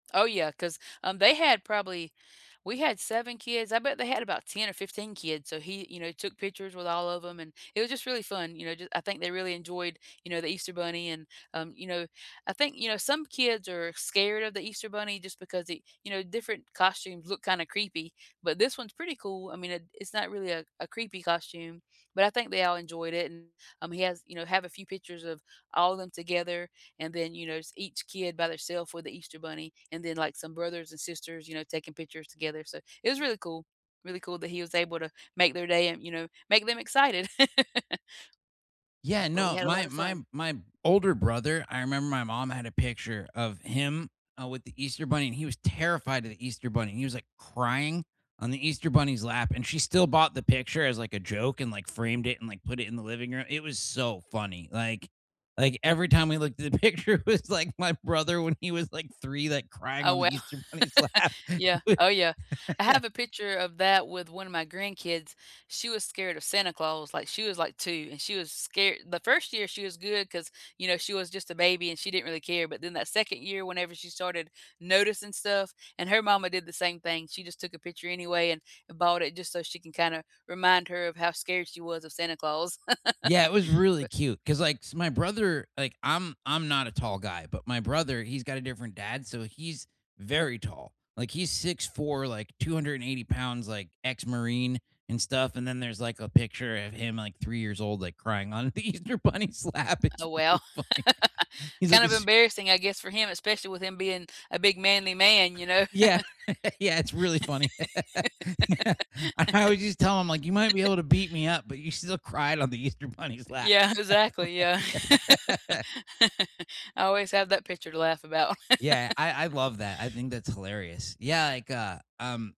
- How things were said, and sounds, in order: laugh; tapping; other background noise; laughing while speaking: "picture, it was, like, my brother when he was, like"; laugh; laughing while speaking: "Bunny's lap"; laugh; laugh; laughing while speaking: "Easter Bunny's lap, it's really funny"; laugh; laugh; laughing while speaking: "Yeah"; laugh; laughing while speaking: "Bunny's lap"; laugh; laugh
- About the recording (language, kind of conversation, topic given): English, unstructured, Which recent photo on your phone has a story behind it?
- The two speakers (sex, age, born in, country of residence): female, 45-49, United States, United States; male, 40-44, United States, United States